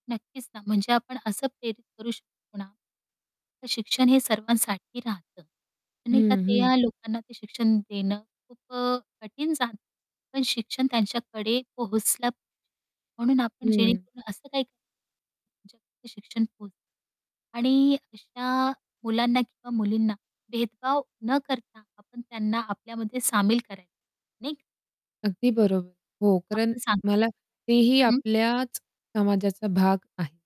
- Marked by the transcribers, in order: distorted speech; unintelligible speech; unintelligible speech
- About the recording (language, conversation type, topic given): Marathi, podcast, समावेशक शिक्षण म्हणजे नेमकं काय, आणि ते प्रत्यक्षात कसं राबवायचं?